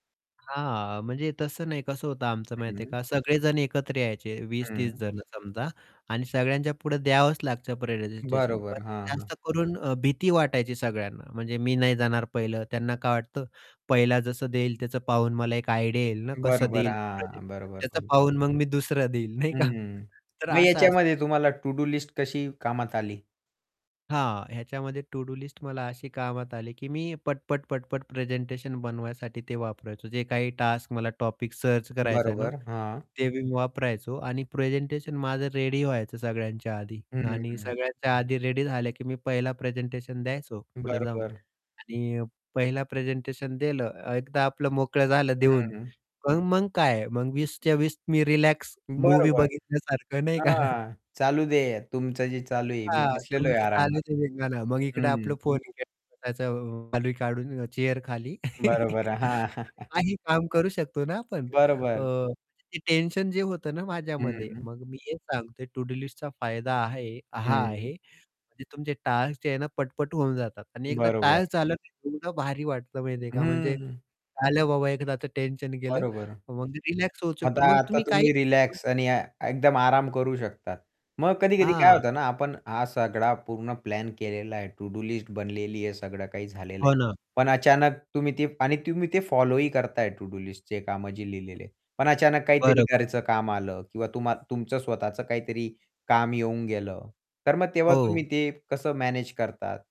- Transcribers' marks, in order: distorted speech; static; "प्रेझेंटेशन" said as "प्रेसेंटेशन"; in English: "आयडिया"; unintelligible speech; laughing while speaking: "नाही का?"; tapping; in English: "टूडू लिस्ट"; in English: "टूडू लिस्ट"; in English: "टास्क"; in English: "टॉपिक सर्च"; other background noise; laughing while speaking: "नाही का?"; chuckle; unintelligible speech; in English: "चेअरखाली"; chuckle; chuckle; in English: "टू-डू लिस्टचा"; in English: "टास्क"; in English: "टू डू लिस्टच"; in English: "टू डू लिस्टच"
- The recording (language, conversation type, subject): Marathi, podcast, तू रोजच्या कामांची यादी कशी बनवतोस?